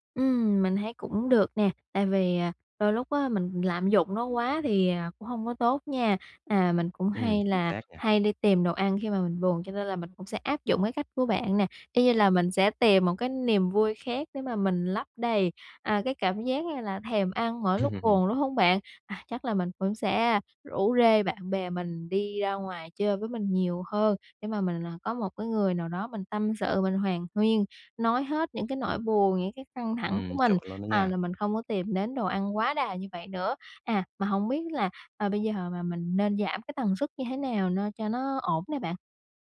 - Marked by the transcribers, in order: tapping; laughing while speaking: "Ừm"
- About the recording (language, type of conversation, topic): Vietnamese, advice, Làm sao để tránh ăn theo cảm xúc khi buồn hoặc căng thẳng?